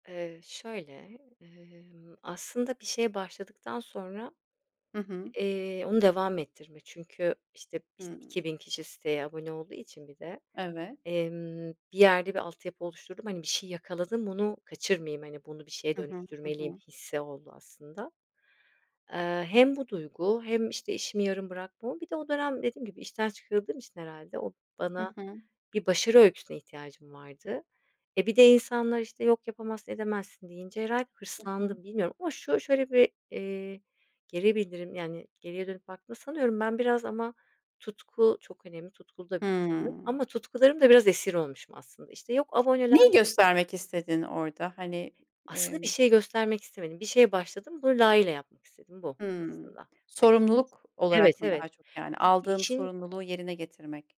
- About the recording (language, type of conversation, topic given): Turkish, podcast, Seni en çok gururlandıran başarın neydi?
- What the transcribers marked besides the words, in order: tapping; other background noise; unintelligible speech